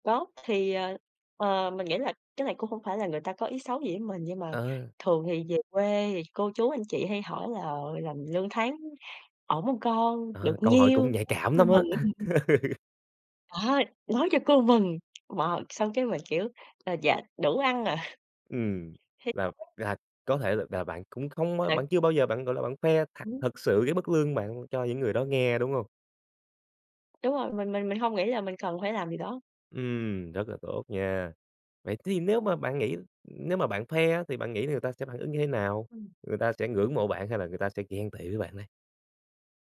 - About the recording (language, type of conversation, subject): Vietnamese, podcast, Theo bạn, mức lương có phản ánh mức độ thành công không?
- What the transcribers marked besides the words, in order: other background noise; tapping; unintelligible speech; laugh; laughing while speaking: "ạ"; unintelligible speech; unintelligible speech